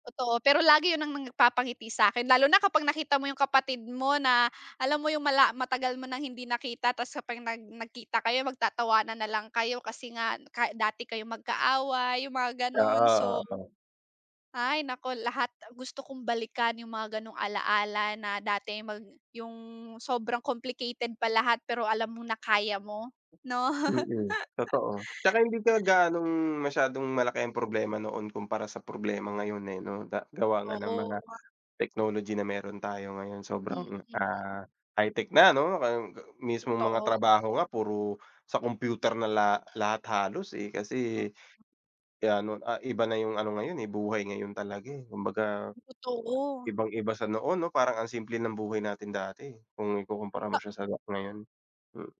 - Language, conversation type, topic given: Filipino, unstructured, Ano-ano ang mga alaala ng pamilya mo na palaging nagpapangiti sa iyo?
- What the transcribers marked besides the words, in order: in English: "complicated"; laughing while speaking: "'no?"; laugh; other background noise; unintelligible speech